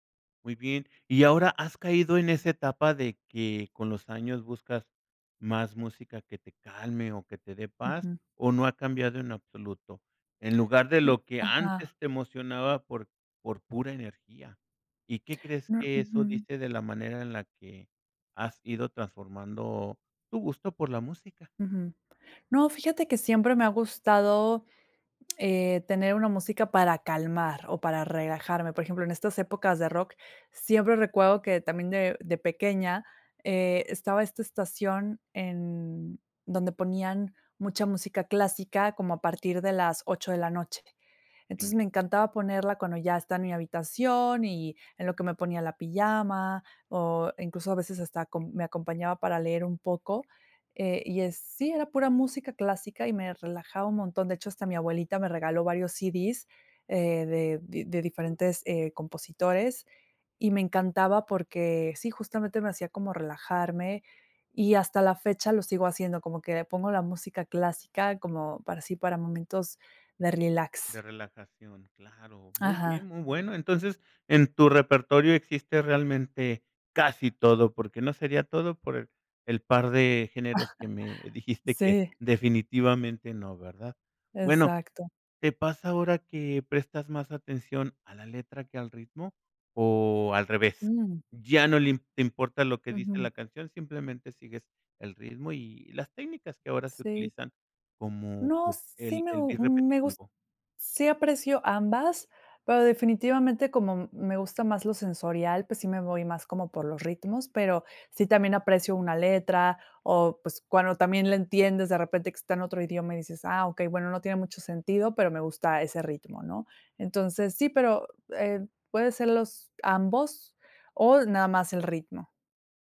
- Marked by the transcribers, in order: other noise; "CD" said as "CDs"; chuckle; tapping; in English: "beat"
- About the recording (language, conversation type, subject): Spanish, podcast, ¿Cómo ha cambiado tu gusto musical con los años?